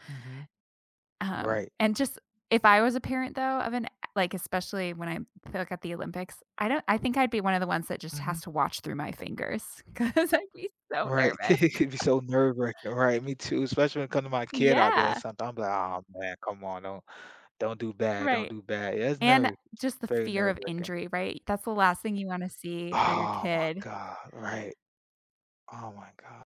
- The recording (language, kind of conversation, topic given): English, unstructured, How do sports documentaries shape our understanding of athletes and competition?
- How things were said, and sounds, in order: laughing while speaking: "'cause I'd be so nervous"; giggle; other background noise; laugh; tapping